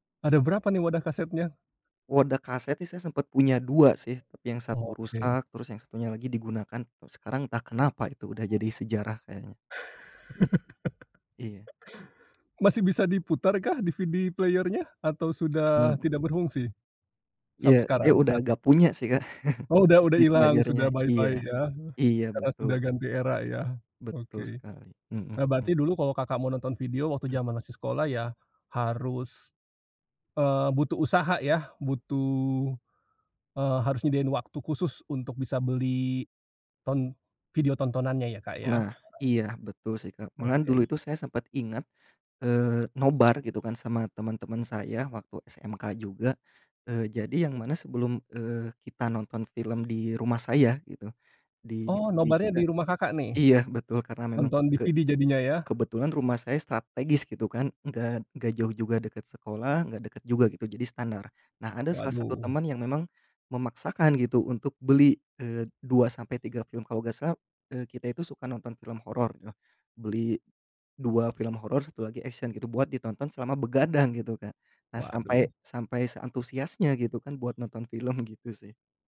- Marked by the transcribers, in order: "sih" said as "tih"; other background noise; laugh; in English: "DVD player-nya?"; chuckle; in English: "CD player-nya"; in English: "bye bye"; in English: "action"; laughing while speaking: "film"
- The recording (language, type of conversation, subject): Indonesian, podcast, Bagaimana menurut kamu media sosial mengubah cara kita menonton video?